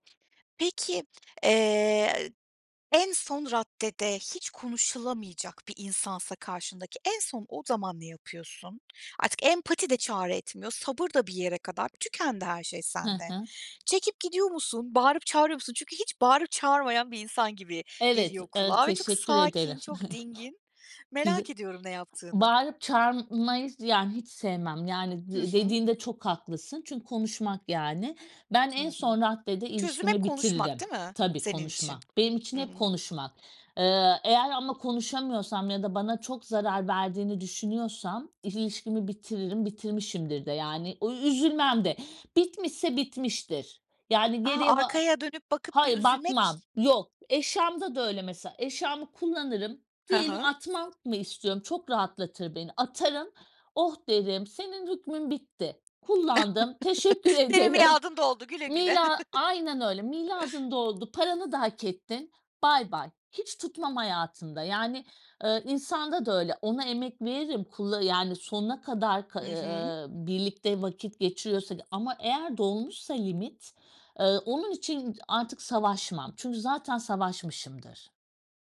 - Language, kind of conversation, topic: Turkish, podcast, Empati kurmayı günlük hayatta pratikte nasıl yapıyorsun, somut bir örnek verebilir misin?
- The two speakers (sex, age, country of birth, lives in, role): female, 35-39, Turkey, Germany, host; female, 40-44, Turkey, Portugal, guest
- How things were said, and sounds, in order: chuckle; unintelligible speech; other background noise; unintelligible speech; "Miadın" said as "miladın"; chuckle